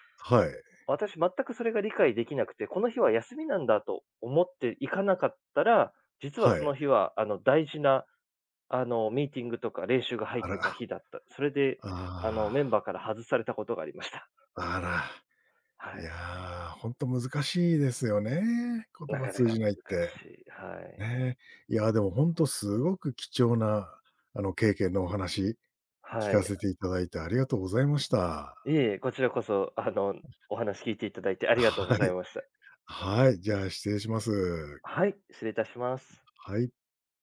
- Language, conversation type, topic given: Japanese, podcast, 言葉が通じない場所で、どのようにコミュニケーションを取りますか？
- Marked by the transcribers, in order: other background noise